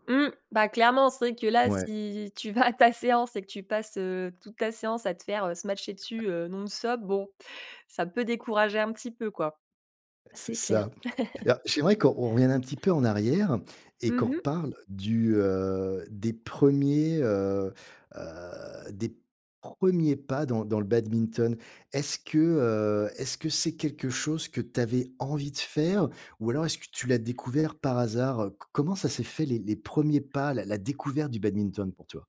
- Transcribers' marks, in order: other noise; chuckle
- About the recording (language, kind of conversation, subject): French, podcast, Peux-tu me parler d’un loisir qui te passionne et m’expliquer comment tu as commencé ?